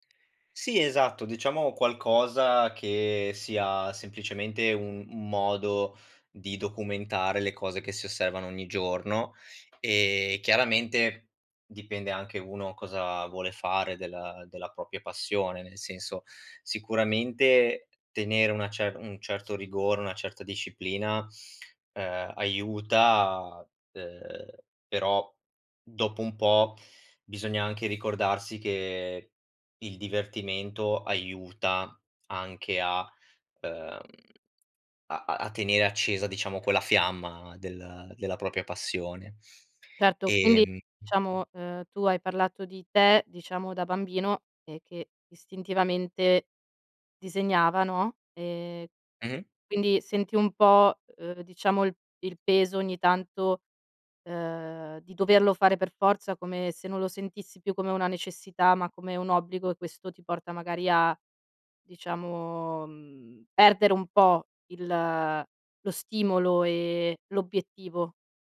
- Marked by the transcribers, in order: tapping; lip smack; other noise; "propria" said as "propia"; other background noise
- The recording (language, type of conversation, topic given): Italian, podcast, Come bilanci divertimento e disciplina nelle tue attività artistiche?